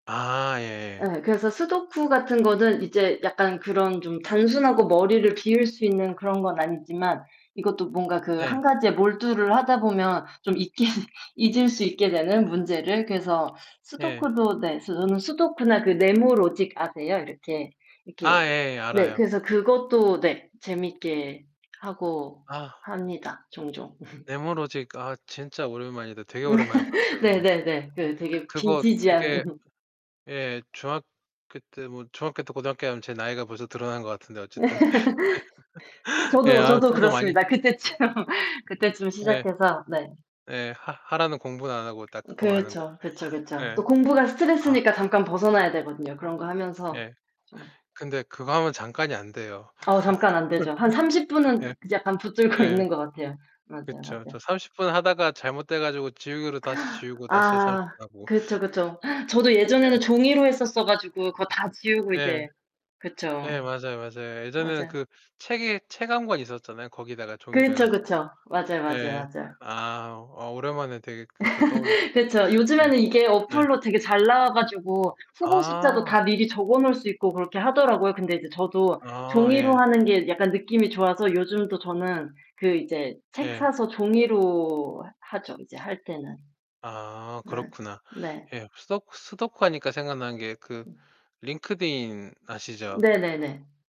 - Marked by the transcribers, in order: distorted speech; laughing while speaking: "잊게"; unintelligible speech; tapping; other background noise; laugh; laugh; laugh; laughing while speaking: "그때쯤"; laugh; laugh; laughing while speaking: "붙들고"; gasp; laugh
- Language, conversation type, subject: Korean, unstructured, 요즘 스트레스는 어떻게 관리하세요?
- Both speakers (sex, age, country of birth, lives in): female, 30-34, South Korea, Spain; male, 40-44, South Korea, Japan